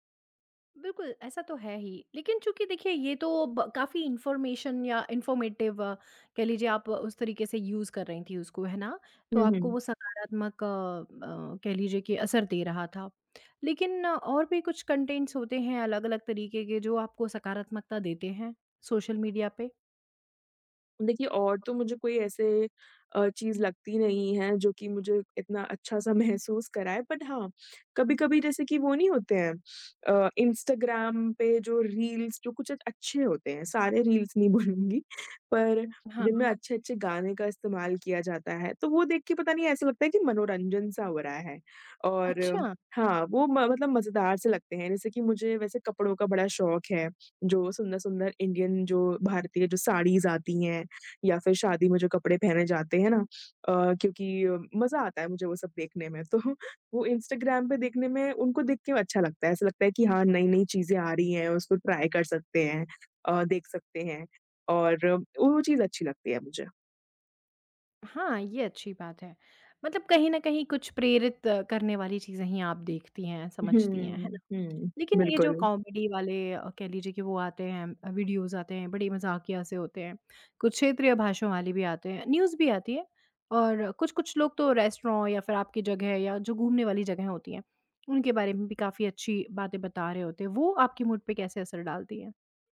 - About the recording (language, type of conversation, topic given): Hindi, podcast, सोशल मीडिया देखने से आपका मूड कैसे बदलता है?
- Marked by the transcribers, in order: in English: "इन्फ़ॉर्मेशन"; in English: "इन्फ़ॉर्मेटिव"; in English: "यूज़"; in English: "कंटेंट्स"; tapping; in English: "बट"; in English: "रील्स"; in English: "रील्स"; laughing while speaking: "बोलूँगी"; in English: "इंडियन"; laughing while speaking: "तो"; in English: "ट्राई"; in English: "कॉमेडी"; in English: "वीडियोज़"; in English: "रेस्टोरॉ"; in English: "मूड"